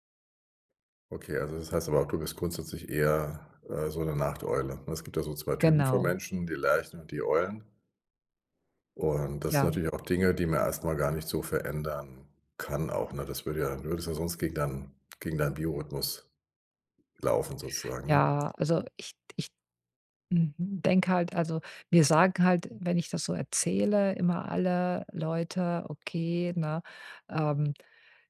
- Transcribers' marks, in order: none
- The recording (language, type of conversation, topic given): German, advice, Wie kann ich trotz abendlicher Gerätenutzung besser einschlafen?